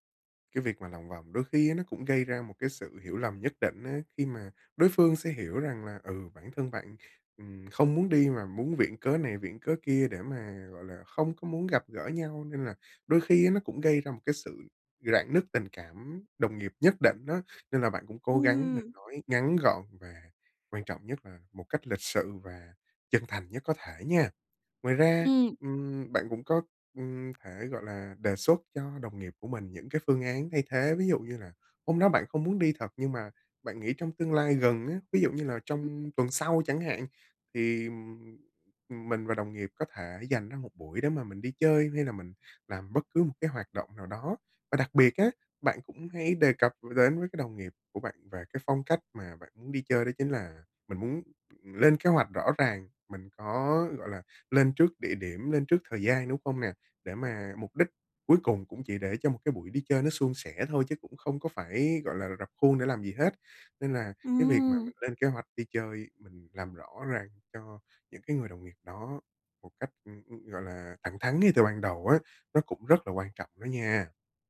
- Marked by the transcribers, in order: tapping; other background noise
- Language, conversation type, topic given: Vietnamese, advice, Làm sao để từ chối lời mời mà không làm mất lòng người khác?